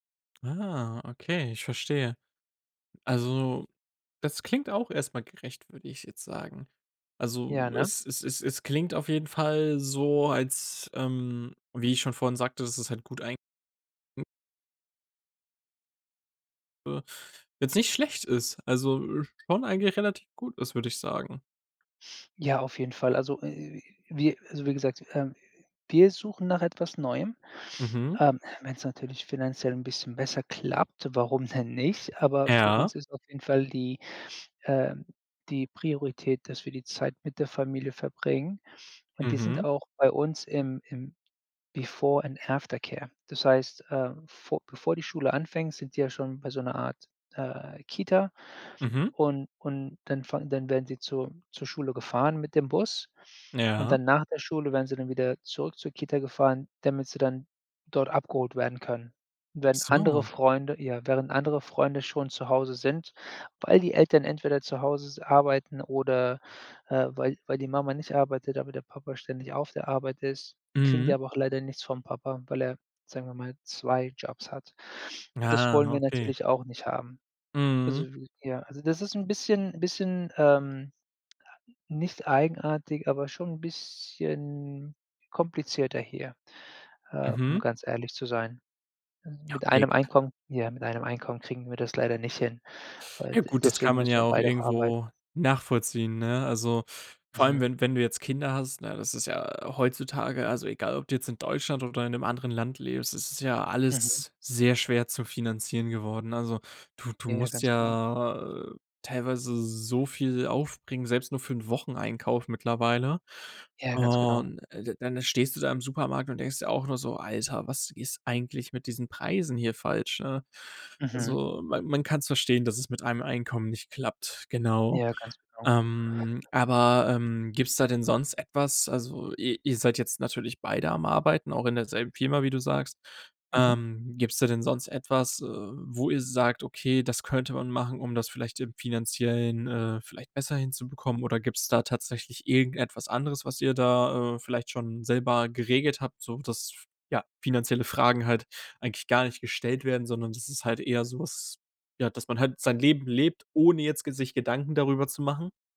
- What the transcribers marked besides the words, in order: laughing while speaking: "denn"; in English: "before and after care"; other noise
- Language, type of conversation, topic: German, podcast, Wie teilt ihr Elternzeit und Arbeit gerecht auf?